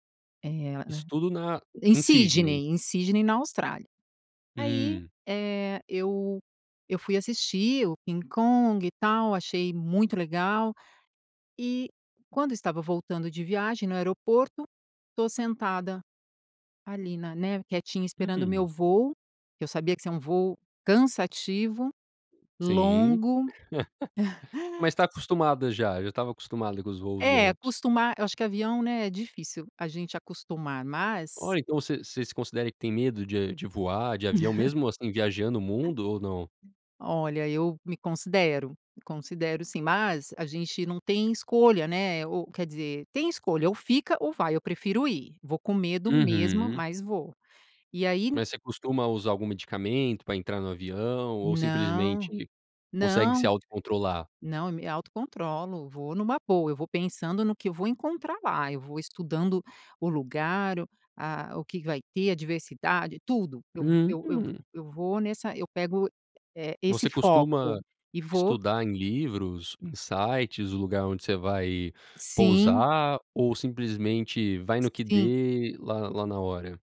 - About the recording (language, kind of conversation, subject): Portuguese, podcast, Como foi o encontro inesperado que você teve durante uma viagem?
- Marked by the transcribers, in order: laugh; laugh; other background noise; tapping; laugh